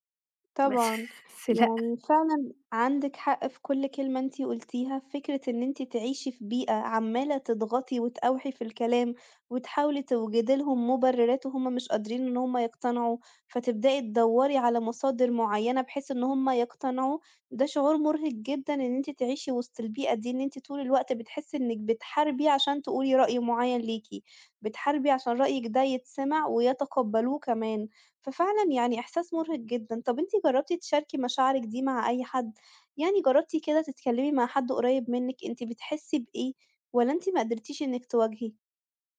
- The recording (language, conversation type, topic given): Arabic, advice, إزاي بتتعامَل مع خوفك من الرفض لما بتقول رأي مختلف؟
- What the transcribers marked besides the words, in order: laughing while speaking: "بس لأ"